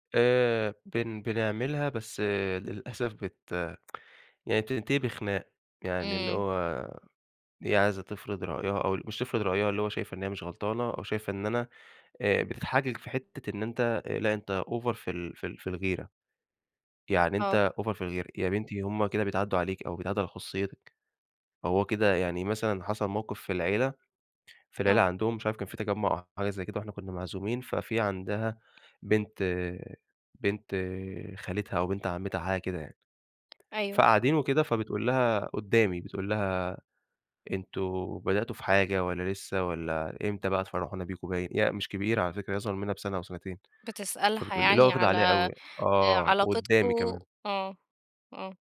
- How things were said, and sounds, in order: tsk; in English: "أوڤر"; in English: "أوڤر"; tapping
- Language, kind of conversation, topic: Arabic, advice, إزاي أتعامل مع غيرتي الزيادة من غير ما أتعدّى على خصوصية شريكي؟